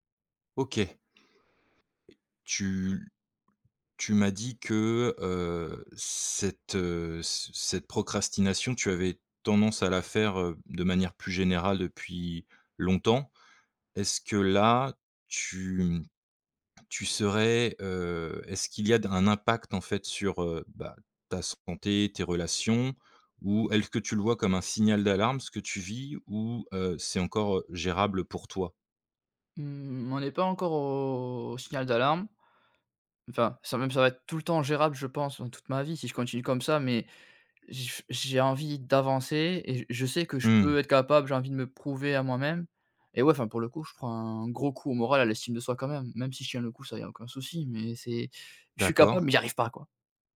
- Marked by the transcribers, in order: tapping; drawn out: "au"
- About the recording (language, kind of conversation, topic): French, advice, Pourquoi est-ce que je procrastine sans cesse sur des tâches importantes, et comment puis-je y remédier ?